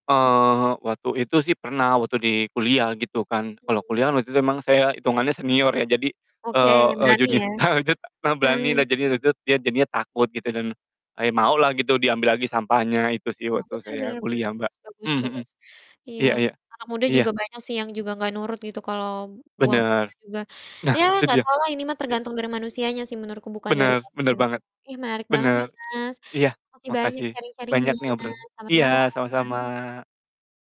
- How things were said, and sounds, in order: distorted speech; laughing while speaking: "tawa"; unintelligible speech; in English: "sharing-sharing-nya"
- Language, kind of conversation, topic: Indonesian, unstructured, Apa pendapatmu tentang kebiasaan orang yang suka membuang sampah sembarangan?